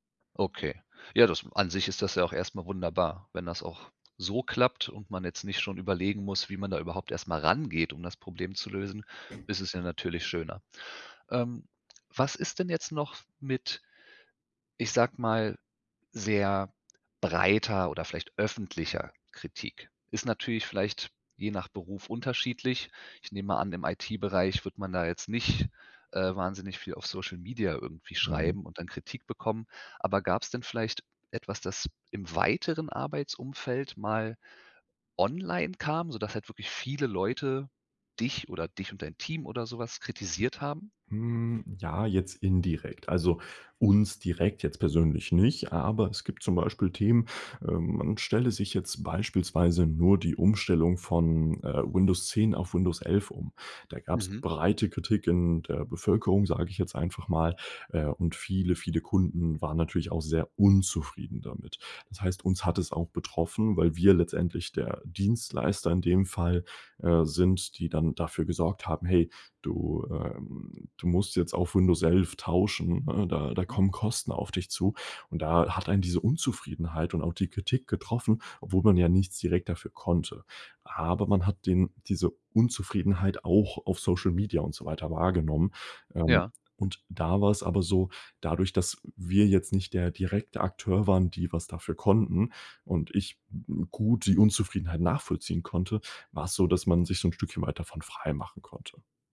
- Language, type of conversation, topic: German, podcast, Wie gehst du mit Kritik an deiner Arbeit um?
- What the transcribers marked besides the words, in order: other background noise; stressed: "unzufrieden"